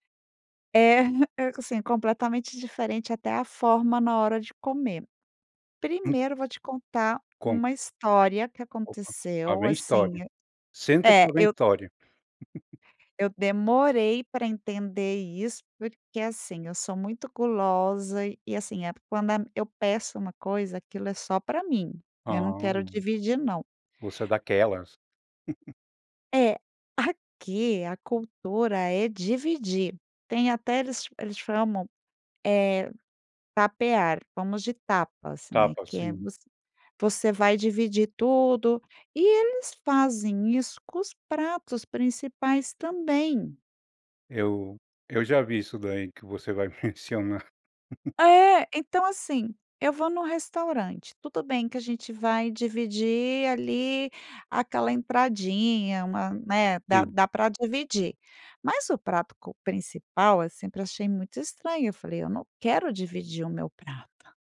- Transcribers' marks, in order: giggle; tapping; giggle; laugh
- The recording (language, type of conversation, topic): Portuguese, podcast, Como a comida influenciou sua adaptação cultural?